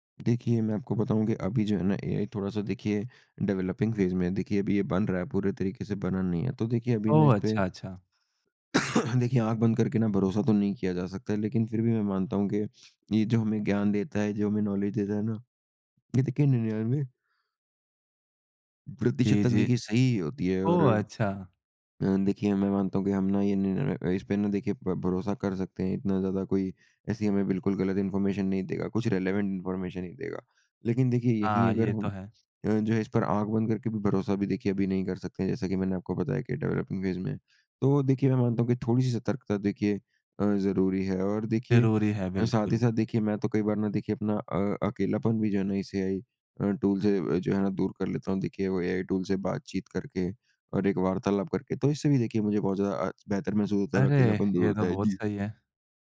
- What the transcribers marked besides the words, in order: in English: "डेवेलपिंग फेज़"; cough; sniff; in English: "नॉलेज"; in English: "इन्फॉर्मेशन"; in English: "रेलेवेंट इन्फॉर्मेशन"; in English: "डेवेलपिंग फेज़"
- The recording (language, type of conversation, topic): Hindi, podcast, एआई टूल्स को आपने रोज़मर्रा की ज़िंदगी में कैसे आज़माया है?